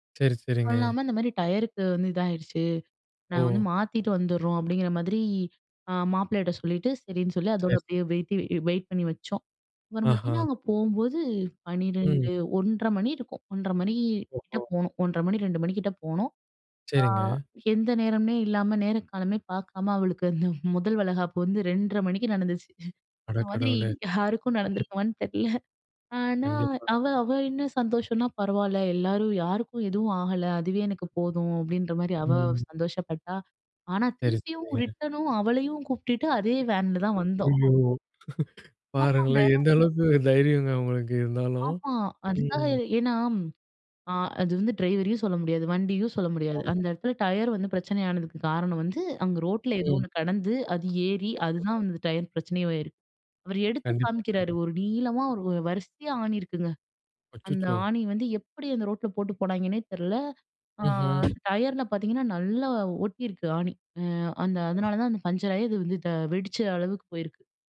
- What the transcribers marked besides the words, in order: other background noise; laughing while speaking: "இந்த மாதிரி யாருக்கும் நடந்திருக்குமான்னு தெரில"; in English: "ரிட்டனும்"; unintelligible speech
- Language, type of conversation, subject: Tamil, podcast, வழியில் உங்களுக்கு நடந்த எதிர்பாராத ஒரு சின்ன விபத்தைப் பற்றி சொல்ல முடியுமா?